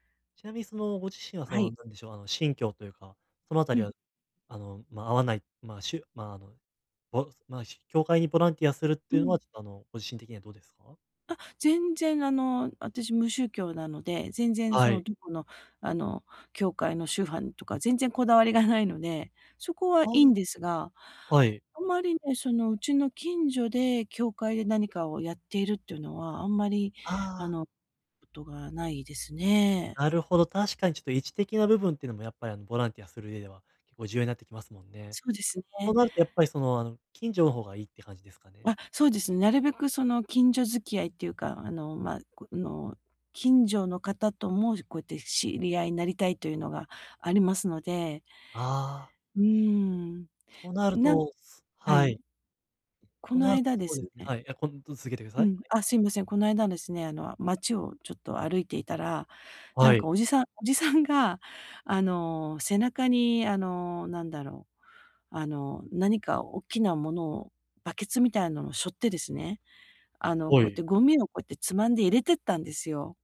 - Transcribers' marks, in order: none
- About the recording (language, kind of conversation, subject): Japanese, advice, 限られた時間で、どうすれば周りの人や社会に役立つ形で貢献できますか？